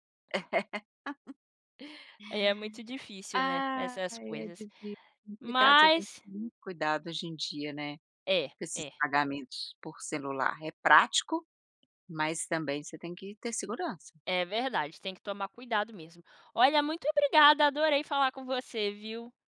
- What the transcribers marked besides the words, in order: laugh
- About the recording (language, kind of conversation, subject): Portuguese, podcast, O que mudou na sua vida com os pagamentos pelo celular?